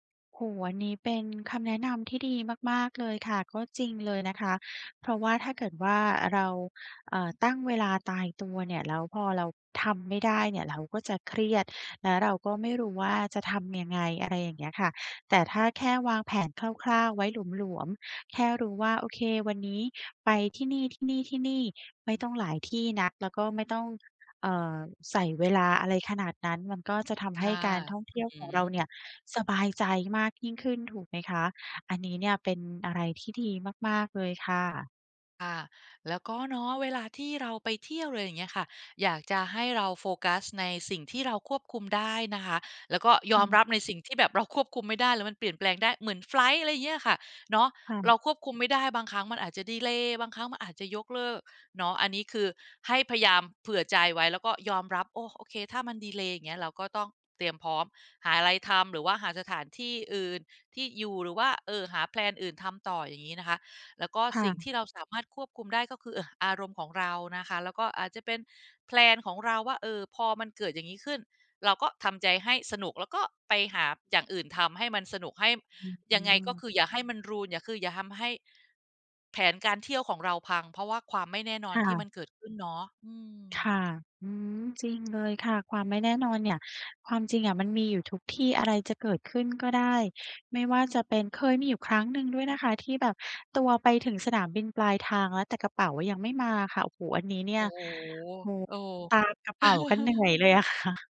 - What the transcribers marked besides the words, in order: in English: "แพลน"; in English: "แพลน"; in English: "รูอิน"; chuckle; laughing while speaking: "อะค่ะ"
- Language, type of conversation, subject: Thai, advice, ฉันควรเตรียมตัวอย่างไรเมื่อทริปมีความไม่แน่นอน?